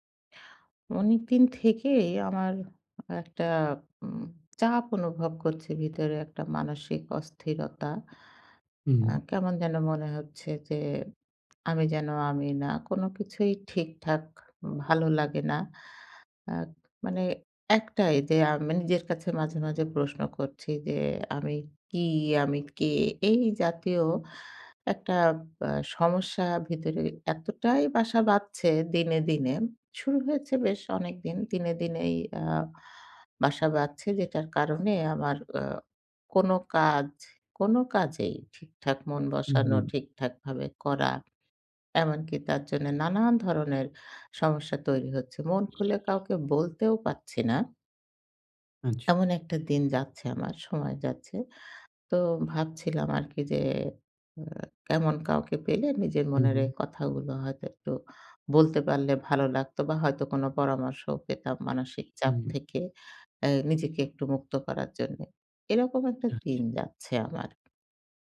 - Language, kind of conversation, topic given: Bengali, advice, কর্মক্ষেত্রে নিজেকে আড়াল করে সবার সঙ্গে মানিয়ে চলার চাপ সম্পর্কে আপনি কীভাবে অনুভব করেন?
- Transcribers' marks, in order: tapping; other background noise; horn